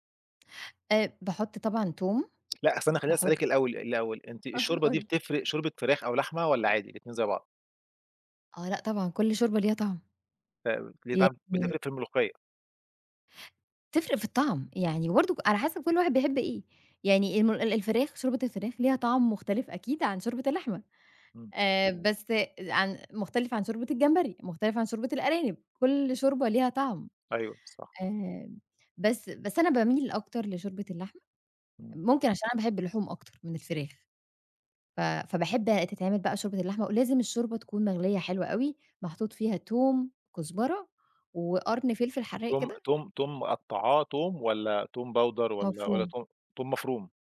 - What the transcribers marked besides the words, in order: tapping; laughing while speaking: "آه قٌل لي"; other background noise; in English: "باودر"
- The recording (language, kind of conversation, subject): Arabic, podcast, إزاي بتجهّز وجبة بسيطة بسرعة لما تكون مستعجل؟